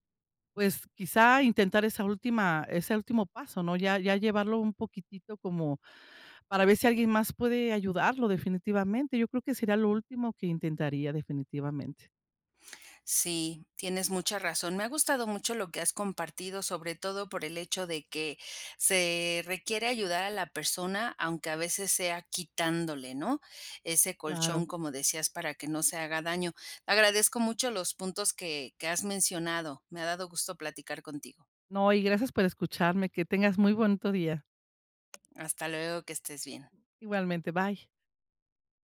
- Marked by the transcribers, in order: other background noise; tapping
- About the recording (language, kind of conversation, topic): Spanish, podcast, ¿Cómo ofreces apoyo emocional sin intentar arreglarlo todo?